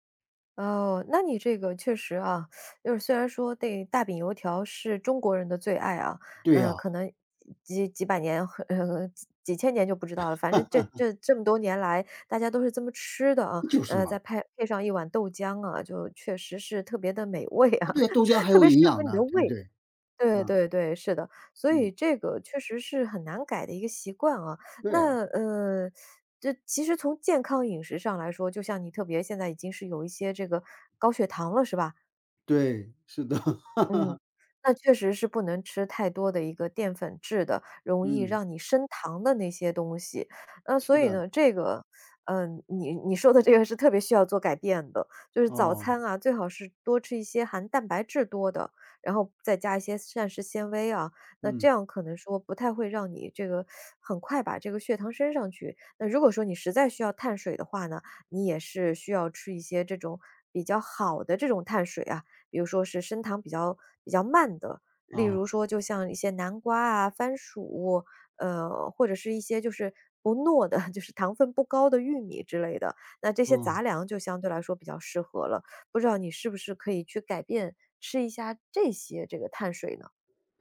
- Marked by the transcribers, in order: teeth sucking; laugh; laughing while speaking: "美味啊"; laugh; laughing while speaking: "是的"; laugh; teeth sucking; teeth sucking; stressed: "好的"; laughing while speaking: "就是"
- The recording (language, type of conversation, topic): Chinese, advice, 体检或健康诊断后，你需要改变哪些日常习惯？